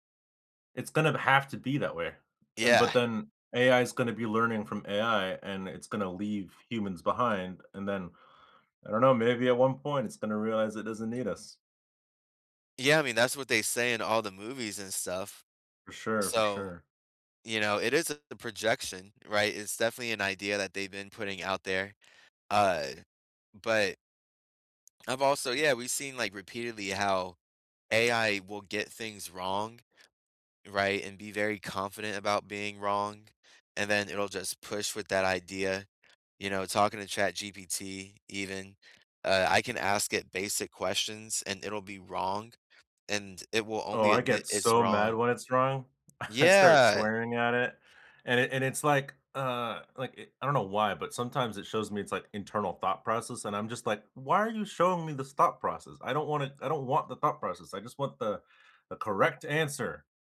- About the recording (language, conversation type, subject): English, unstructured, Do you believe technology helps or harms learning?
- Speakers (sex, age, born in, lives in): male, 20-24, United States, United States; male, 30-34, United States, United States
- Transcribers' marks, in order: tapping; other background noise; chuckle